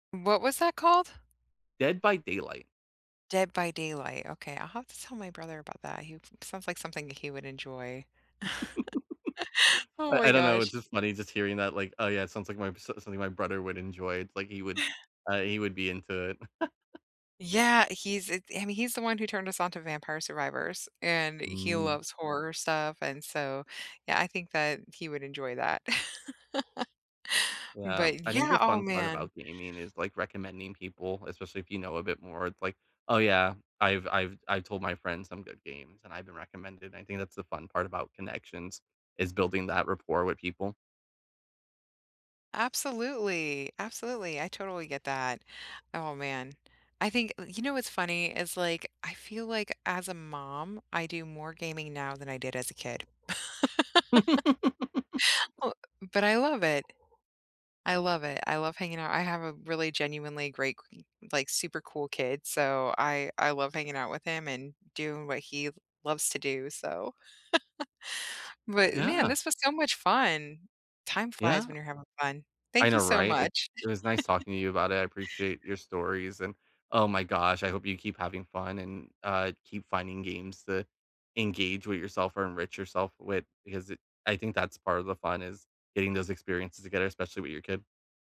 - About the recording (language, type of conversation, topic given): English, unstructured, Which video games bring your friends together on game night, and how do they help you connect?
- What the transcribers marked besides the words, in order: other background noise; giggle; chuckle; chuckle; chuckle; laugh; tapping; laugh; laugh; chuckle